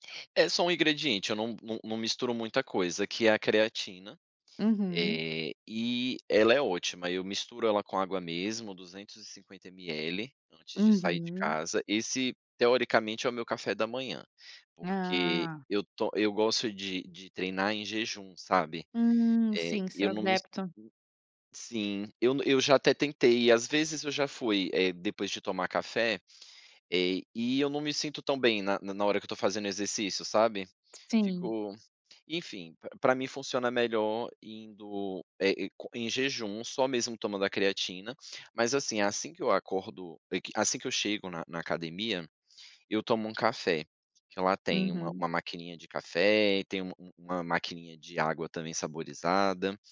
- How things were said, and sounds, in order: other noise
- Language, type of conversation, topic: Portuguese, podcast, Como é sua rotina matinal para começar bem o dia?